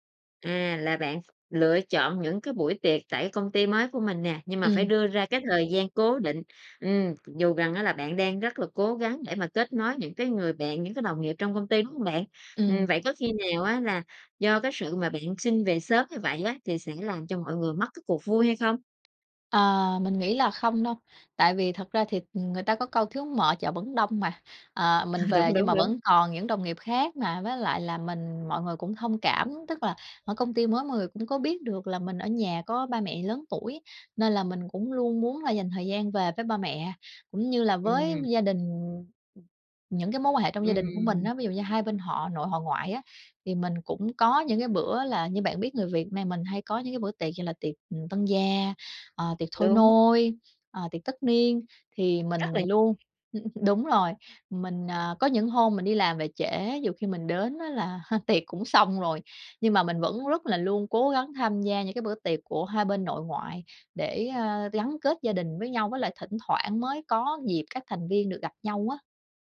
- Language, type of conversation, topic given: Vietnamese, podcast, Bạn cân bằng giữa gia đình và công việc ra sao khi phải đưa ra lựa chọn?
- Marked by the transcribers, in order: tapping; laugh; unintelligible speech; chuckle; laugh